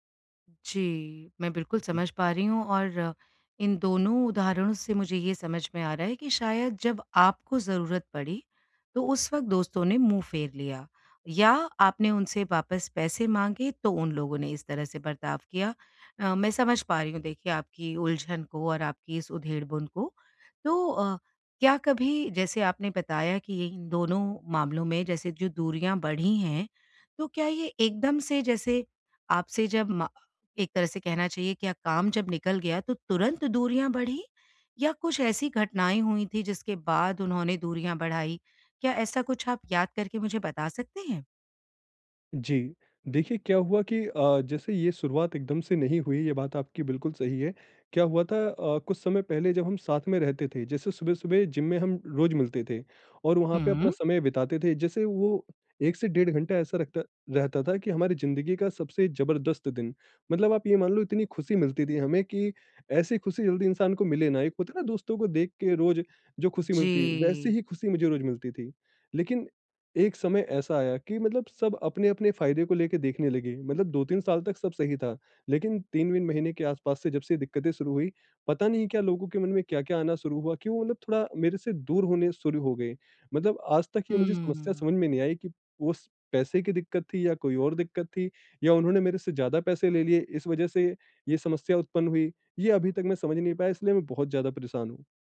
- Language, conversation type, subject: Hindi, advice, मैं दोस्ती में अपने प्रयास और अपेक्षाओं को कैसे संतुलित करूँ ताकि दूरी न बढ़े?
- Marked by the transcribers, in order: none